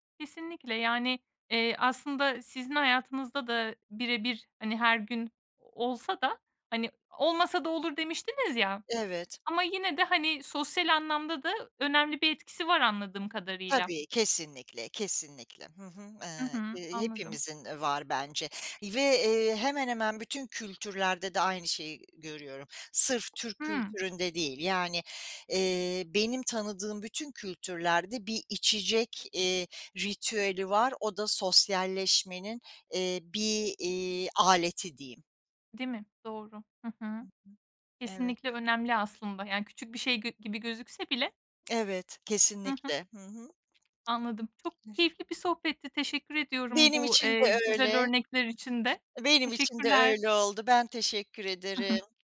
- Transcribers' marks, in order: other background noise; tapping; unintelligible speech; chuckle
- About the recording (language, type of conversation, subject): Turkish, podcast, Kahve ya da çayla ilgili bir ritüelin var mı?